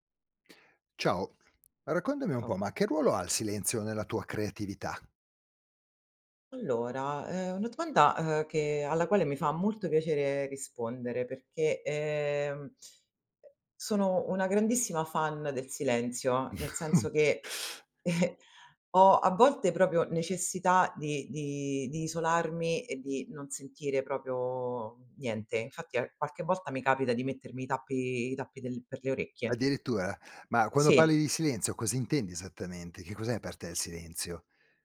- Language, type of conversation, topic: Italian, podcast, Che ruolo ha il silenzio nella tua creatività?
- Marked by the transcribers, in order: tapping; "Ciao" said as "ao"; other background noise; chuckle; "proprio" said as "propio"